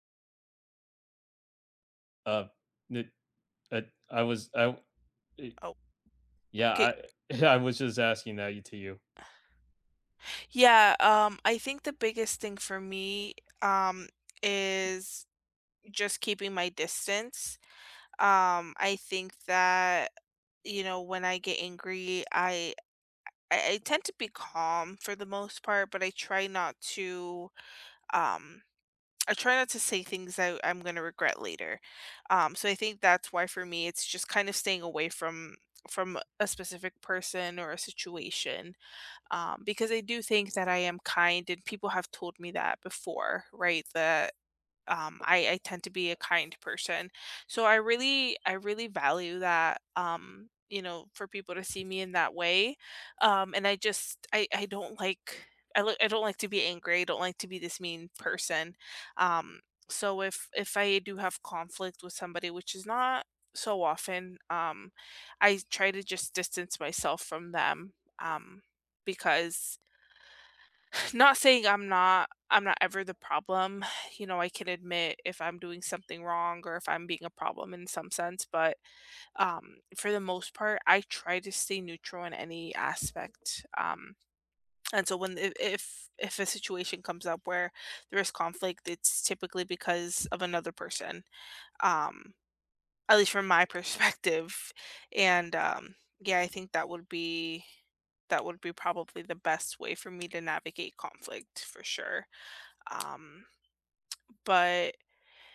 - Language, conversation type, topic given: English, unstructured, How do you navigate conflict without losing kindness?
- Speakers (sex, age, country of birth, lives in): female, 25-29, United States, United States; male, 20-24, United States, United States
- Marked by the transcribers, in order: tapping; chuckle; other background noise; laughing while speaking: "perspective"